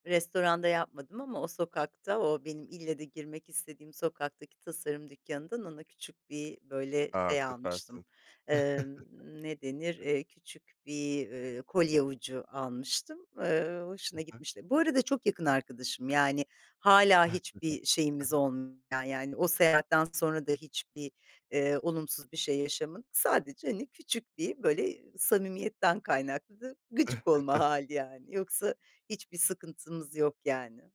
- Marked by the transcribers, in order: other background noise; chuckle; unintelligible speech; unintelligible speech; chuckle
- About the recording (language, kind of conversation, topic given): Turkish, podcast, Kaybolduktan sonra tesadüfen keşfettiğin en sevdiğin mekân hangisi?